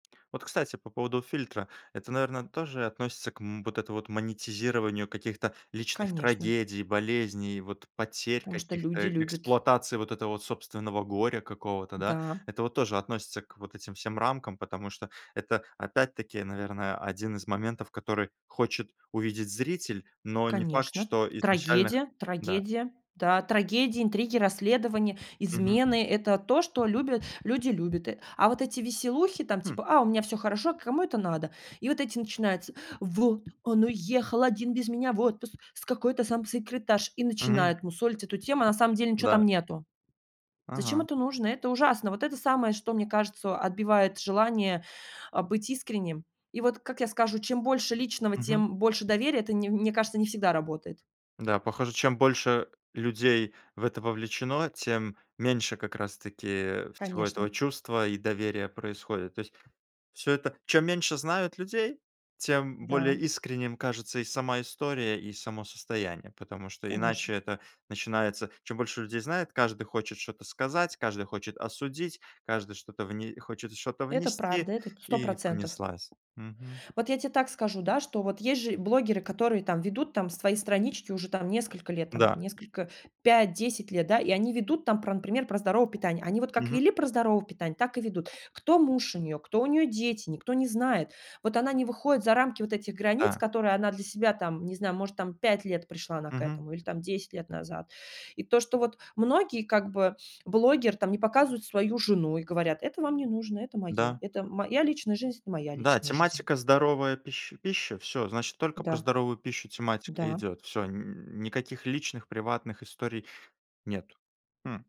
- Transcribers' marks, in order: put-on voice: "Вот он уехал один без меня в отпуск с какой-то там секретаршей"; other background noise; tapping
- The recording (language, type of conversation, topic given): Russian, podcast, Какие границы в личной жизни, по‑твоему, должны быть у инфлюенсеров?